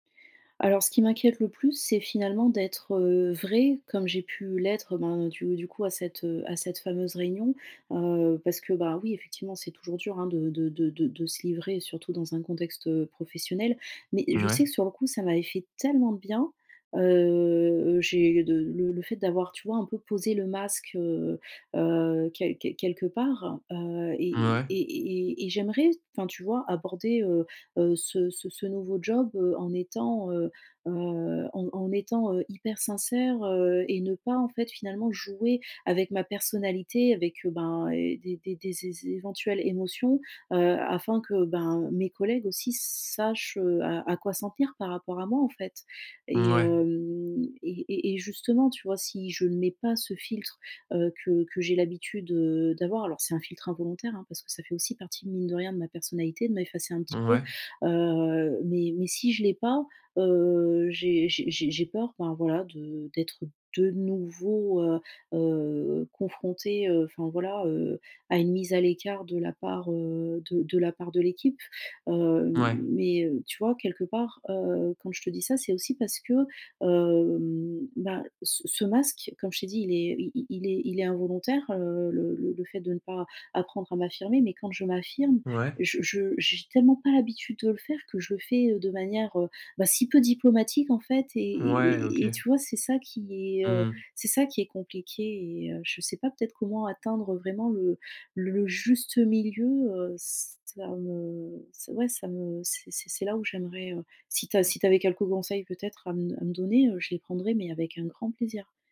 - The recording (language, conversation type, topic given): French, advice, Comment puis-je m’affirmer sans nuire à mes relations professionnelles ?
- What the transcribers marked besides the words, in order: stressed: "tellement"; drawn out: "Heu"; stressed: "masque"; other background noise; drawn out: "hem"; drawn out: "hem"